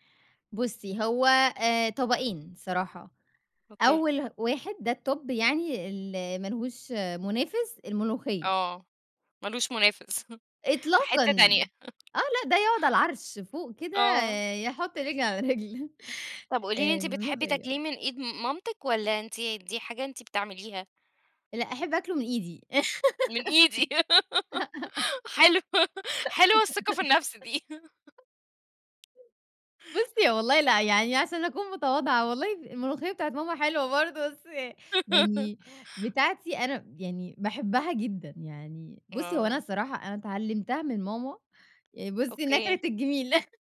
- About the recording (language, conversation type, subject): Arabic, podcast, إيه أكتر طبق بتحبه في البيت وليه بتحبه؟
- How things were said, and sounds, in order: in English: "الTop"; tapping; chuckle; laugh; laughing while speaking: "حلو، حلوة الثقة في النفس دي"; laugh; other noise; laugh; chuckle